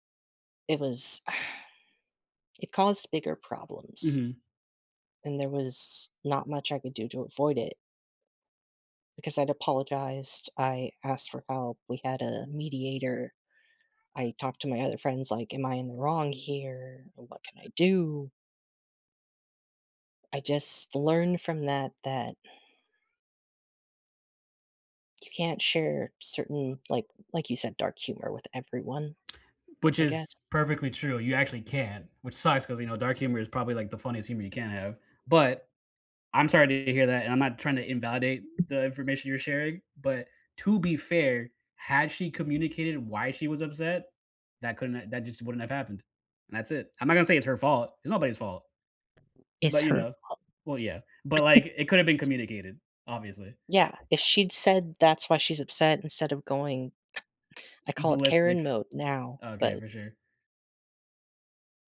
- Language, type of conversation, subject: English, unstructured, What worries you most about losing a close friendship because of a misunderstanding?
- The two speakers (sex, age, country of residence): male, 30-34, United States; male, 35-39, United States
- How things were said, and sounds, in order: sigh; sad: "And there was not much I could do to avoid it"; other animal sound; other background noise; chuckle; chuckle